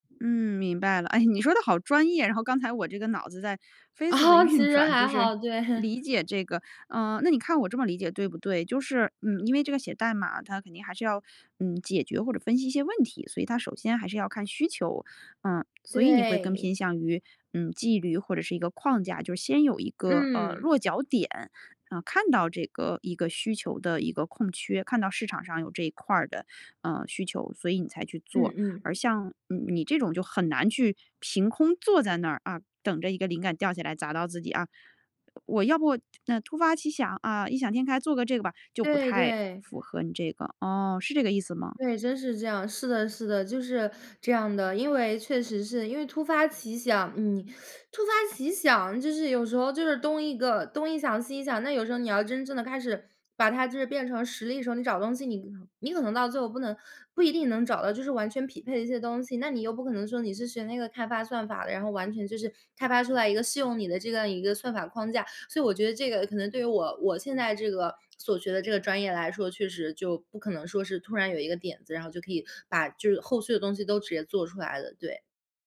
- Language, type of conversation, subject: Chinese, podcast, 你怎么看灵感和纪律的关系？
- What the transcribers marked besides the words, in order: chuckle; laughing while speaking: "运转"; laughing while speaking: "对"; teeth sucking